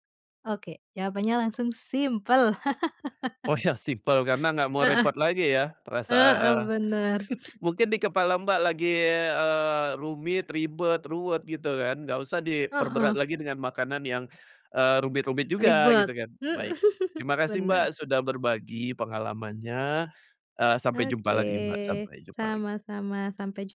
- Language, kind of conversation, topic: Indonesian, podcast, Bagaimana kamu menenangkan diri lewat memasak saat menjalani hari yang berat?
- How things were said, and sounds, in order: tapping; other background noise; laughing while speaking: "Oh yang"; laugh; chuckle; laughing while speaking: "mhm"